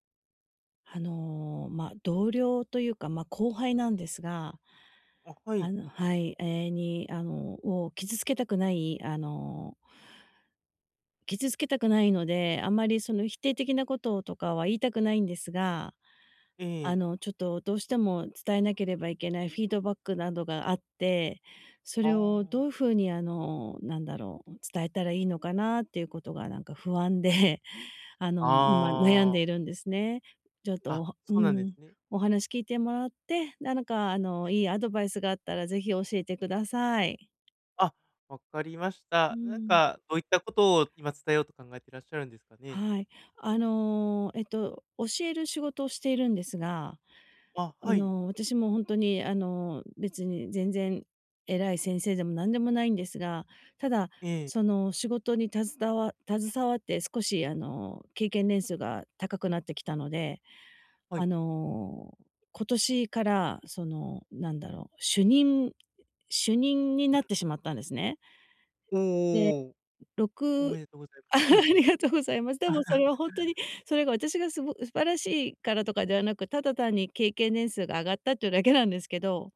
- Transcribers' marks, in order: other noise; laugh; chuckle
- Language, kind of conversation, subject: Japanese, advice, 相手を傷つけずに建設的なフィードバックを伝えるにはどうすればよいですか？